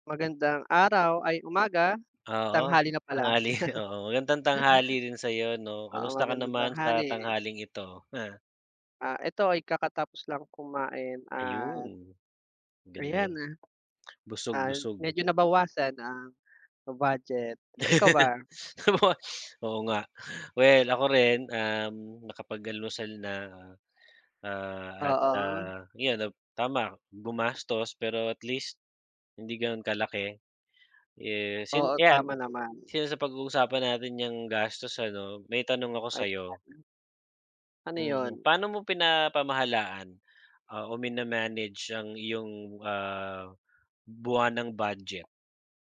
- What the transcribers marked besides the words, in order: other background noise; laughing while speaking: "tanghali"; laugh; tapping; laugh; unintelligible speech; unintelligible speech
- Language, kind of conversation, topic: Filipino, unstructured, Paano mo pinamamahalaan ang buwanang badyet mo, at ano ang pinakamahirap sa pag-iipon ng pera?
- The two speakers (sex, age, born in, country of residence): male, 25-29, Philippines, Philippines; male, 40-44, Philippines, Philippines